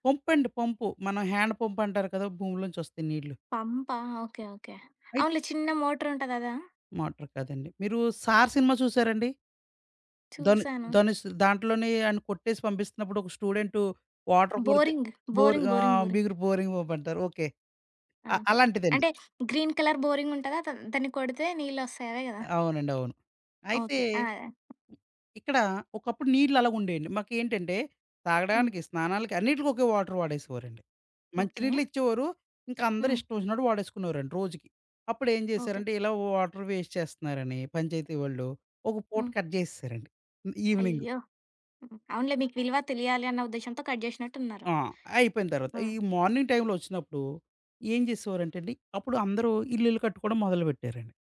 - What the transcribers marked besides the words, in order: in English: "హ్యాండ్ పంప్"; in English: "మోటార్"; in English: "మోటర్"; other background noise; in English: "వాటర్"; giggle; tapping; in English: "గ్రీన్ కలర్"; in English: "వాటర్"; in English: "వాటర్ వేస్ట్"; in English: "కట్"; in English: "కట్"; in English: "మార్నింగ్"
- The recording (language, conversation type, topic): Telugu, podcast, ఇంట్లో నీటిని ఆదా చేయడానికి మనం చేయగల పనులు ఏమేమి?